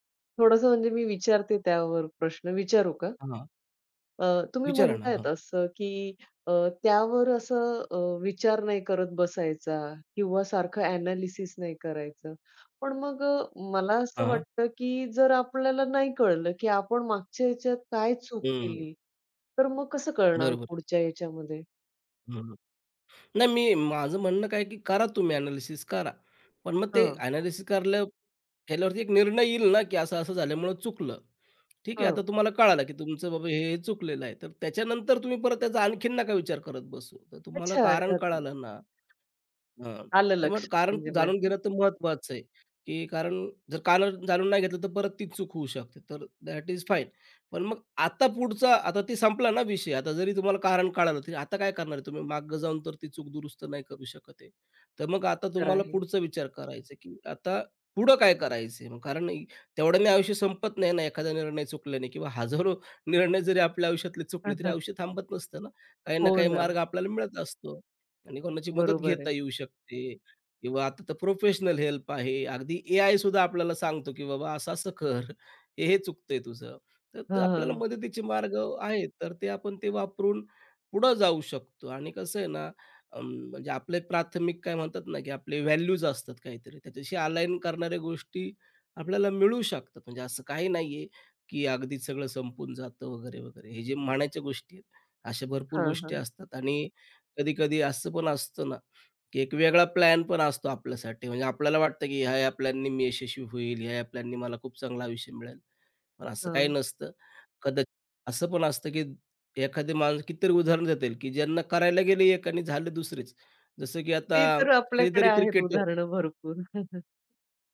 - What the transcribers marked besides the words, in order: in English: "अ‍ॅनॅलिसिस"; in English: "अ‍ॅनॅलिसिस"; in English: "अ‍ॅनॅलिसिस"; unintelligible speech; in English: "दॅट इज फाईन"; laughing while speaking: "हजारो निर्णय जरी आपल्या आयुष्यातले चुकले तरी आयुष्य थांबत नसतं ना"; unintelligible speech; in English: "प्रोफेशनल हेल्प"; laughing while speaking: "असं-असं कर हे-हे चुकतं आहे तुझं"; in English: "व्हॅल्यूज"; in English: "अलाइन"; chuckle
- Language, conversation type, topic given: Marathi, podcast, अनेक पर्यायांमुळे होणारा गोंधळ तुम्ही कसा दूर करता?
- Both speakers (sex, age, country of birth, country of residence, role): female, 40-44, India, India, host; male, 35-39, India, India, guest